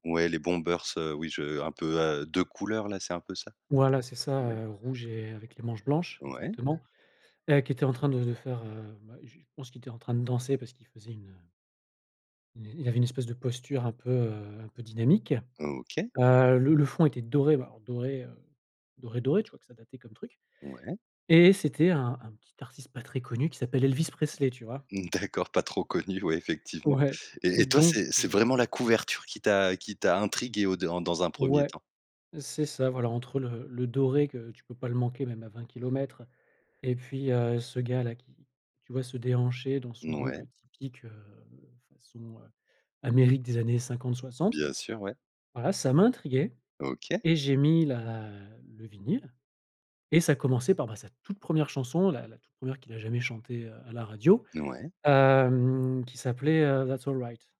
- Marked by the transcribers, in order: other background noise; laughing while speaking: "D'accord"; laughing while speaking: "ouais"; unintelligible speech; drawn out: "hem"; put-on voice: "That's All Right"
- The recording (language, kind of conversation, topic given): French, podcast, Quelle chanson t’a fait découvrir un artiste important pour toi ?